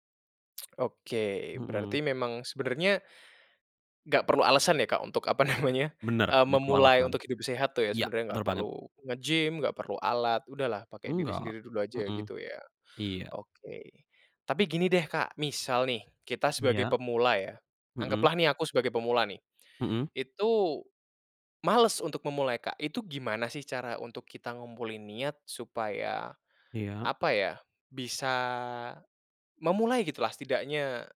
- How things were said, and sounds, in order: laughing while speaking: "namanya"
- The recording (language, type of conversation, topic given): Indonesian, podcast, Bagaimana cara kamu menjaga kebugaran tanpa pergi ke pusat kebugaran?